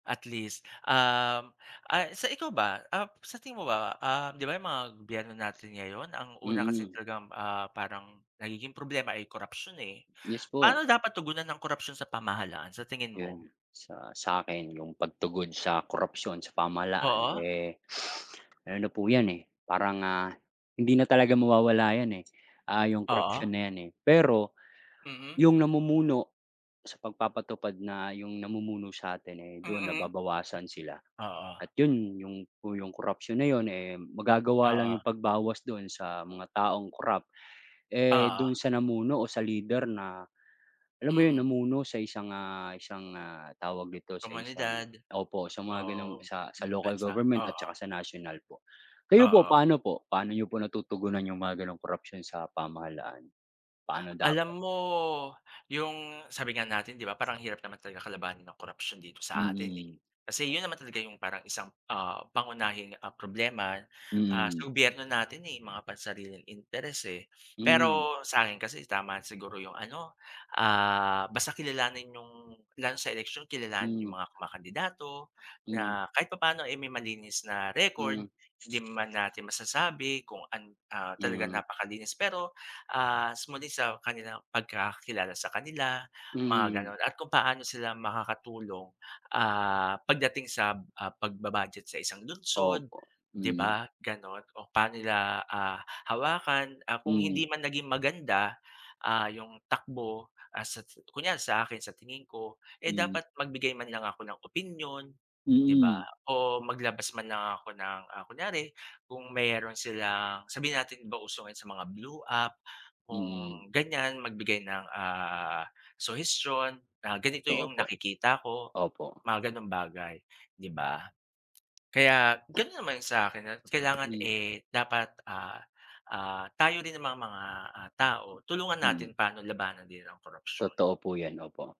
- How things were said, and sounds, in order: sniff; in English: "blue app"
- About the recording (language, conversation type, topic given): Filipino, unstructured, Paano dapat tugunan ang korapsyon sa pamahalaan?